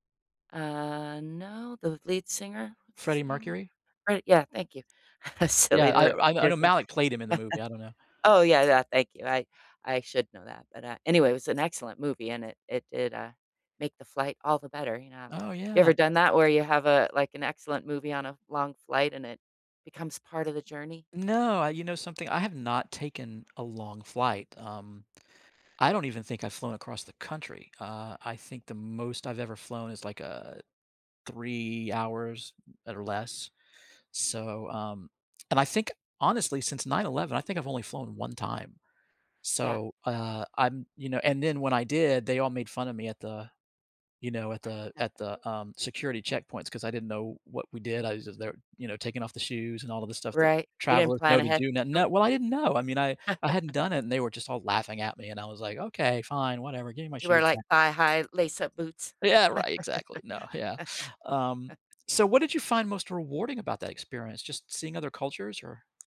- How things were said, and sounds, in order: other background noise; chuckle; tapping; chuckle; laugh; laugh
- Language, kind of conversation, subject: English, unstructured, What has been your most rewarding travel experience?
- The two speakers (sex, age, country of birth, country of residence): female, 55-59, United States, United States; male, 55-59, United States, United States